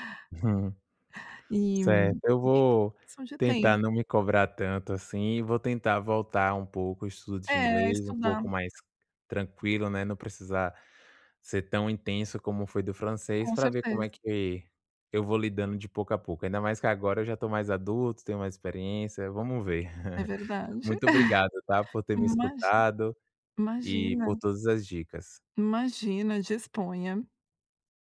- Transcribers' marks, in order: chuckle; unintelligible speech; chuckle
- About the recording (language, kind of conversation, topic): Portuguese, advice, Como posso manter a confiança em mim mesmo apesar dos erros no trabalho ou na escola?